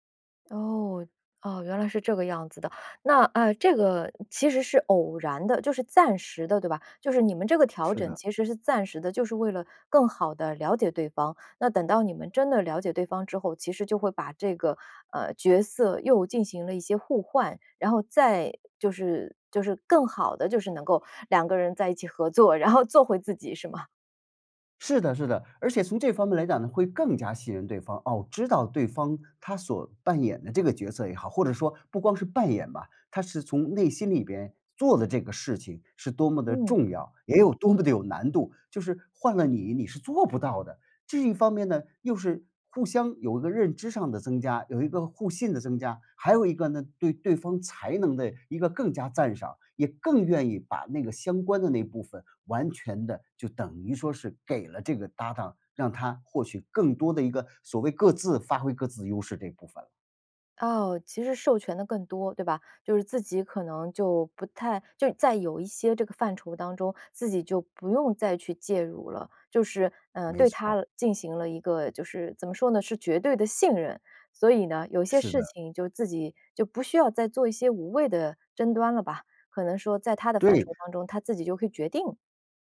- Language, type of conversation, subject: Chinese, podcast, 合作时你如何平衡个人风格？
- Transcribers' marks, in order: laughing while speaking: "然后"; laughing while speaking: "多么地"